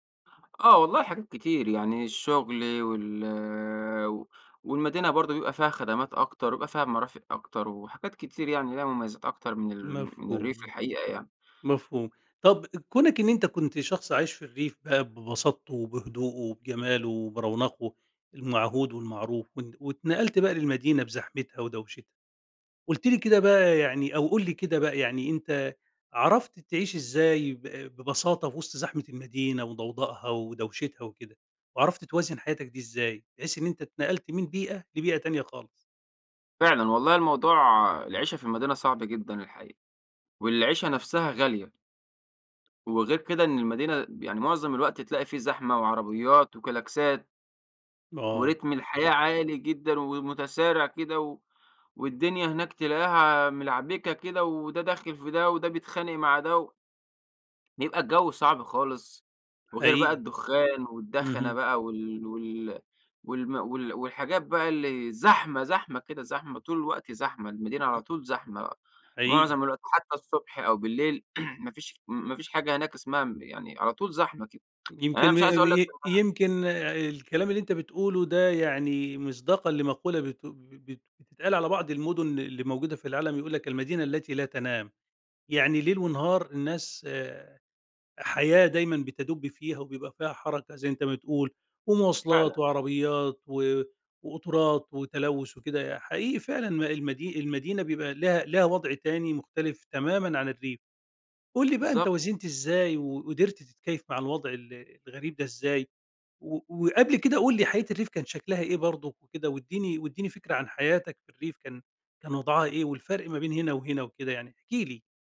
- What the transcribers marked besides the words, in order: in English: "ورتم"; unintelligible speech; throat clearing; tapping
- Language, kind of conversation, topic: Arabic, podcast, إيه رأيك في إنك تعيش ببساطة وسط زحمة المدينة؟
- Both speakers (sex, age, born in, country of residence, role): male, 25-29, Egypt, Egypt, guest; male, 50-54, Egypt, Egypt, host